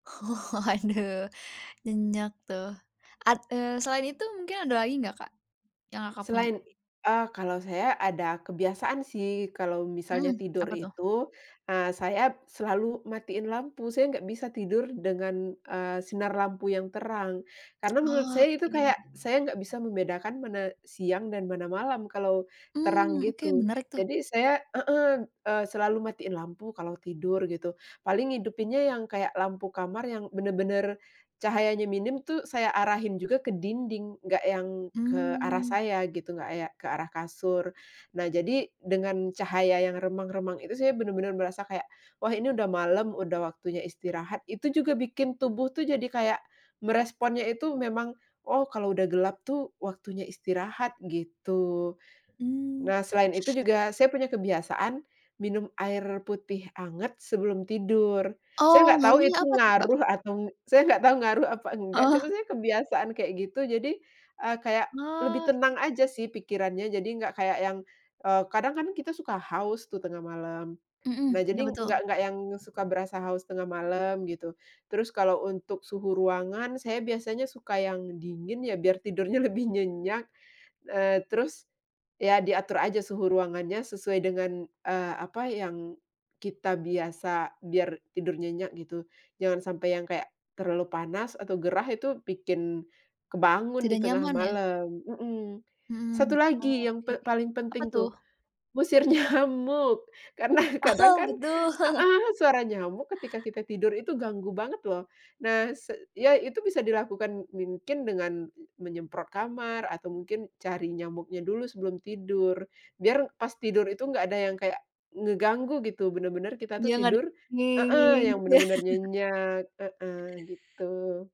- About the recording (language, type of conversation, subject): Indonesian, podcast, Apa saja tips agar kamu bisa tidur nyenyak?
- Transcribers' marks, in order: laughing while speaking: "Oh. Waduh"; other background noise; drawn out: "Oke"; tapping; laughing while speaking: "Oh"; laughing while speaking: "lebih"; laughing while speaking: "nyamuk. Karena kadang kan"; laughing while speaking: "Oh, betul"; chuckle; "mungkin" said as "mimkin"; "Denger" said as "dianger"; other noise; laughing while speaking: "gitu, ya?"; laugh